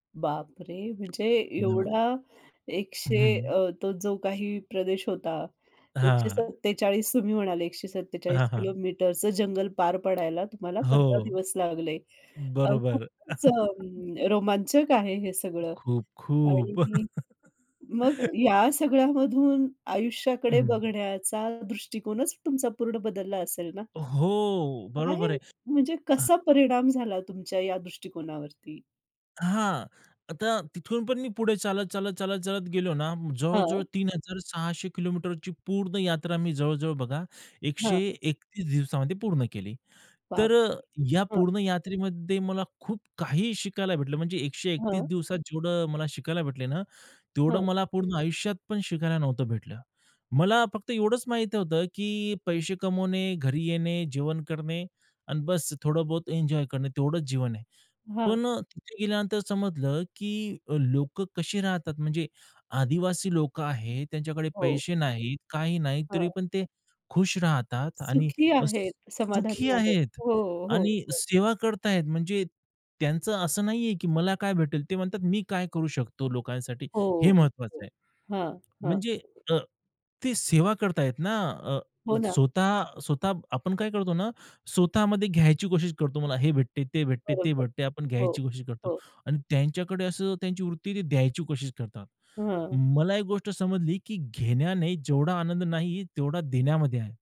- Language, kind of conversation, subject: Marathi, podcast, आयुष्यभर आठवणीत राहिलेला कोणता प्रवास तुम्हाला आजही आठवतो?
- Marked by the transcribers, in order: tapping; other background noise; laugh; other noise; laugh